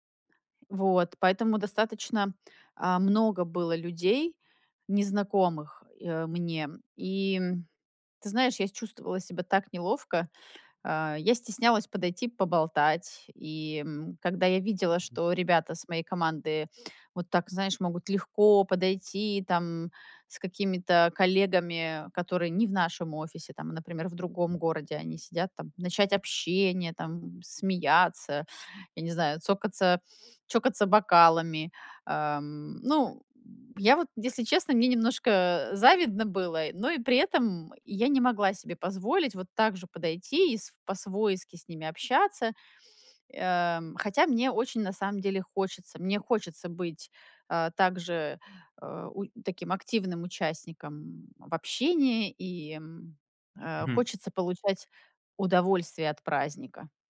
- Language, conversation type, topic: Russian, advice, Как справиться с неловкостью на вечеринках и в разговорах?
- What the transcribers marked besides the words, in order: other noise